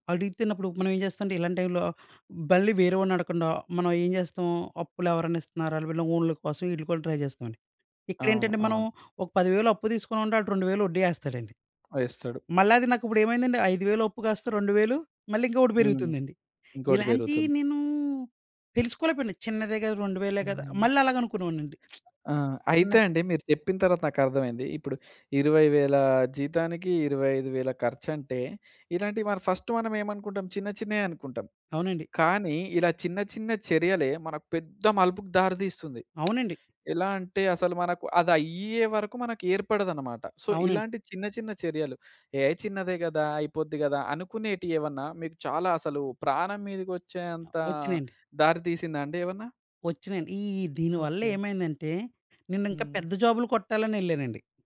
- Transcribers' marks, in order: in English: "ట్రై"; tapping; other background noise; lip smack; in English: "ఫస్ట్"; lip smack; in English: "సో"
- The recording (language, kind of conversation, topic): Telugu, podcast, ఒక చిన్న చర్య వల్ల మీ జీవితంలో పెద్ద మార్పు తీసుకొచ్చిన సంఘటన ఏదైనా ఉందా?